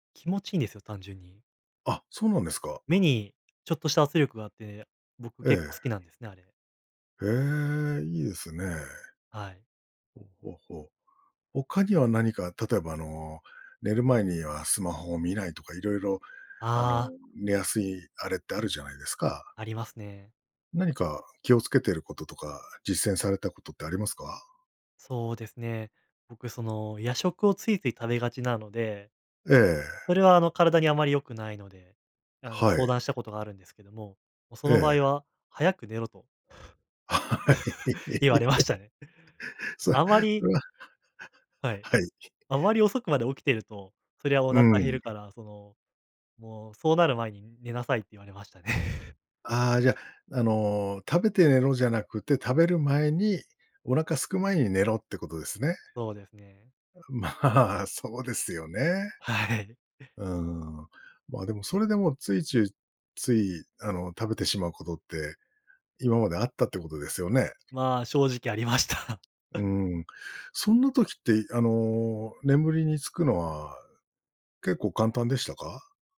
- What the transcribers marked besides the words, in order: tapping; laughing while speaking: "はい。そう、それは はい"; chuckle; other background noise; chuckle; laughing while speaking: "はい"; laughing while speaking: "ありました"; chuckle
- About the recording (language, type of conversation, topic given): Japanese, podcast, 不安なときにできる練習にはどんなものがありますか？